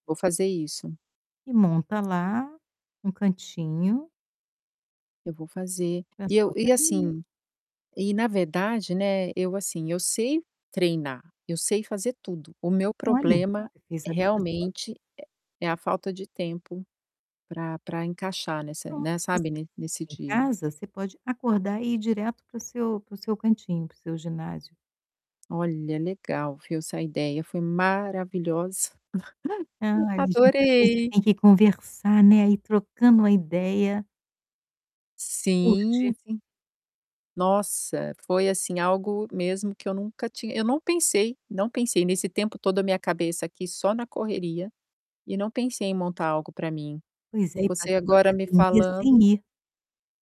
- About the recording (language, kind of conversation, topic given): Portuguese, advice, Como posso encontrar tempo para me exercitar conciliando trabalho e família?
- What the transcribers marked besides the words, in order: distorted speech; tapping; laugh; static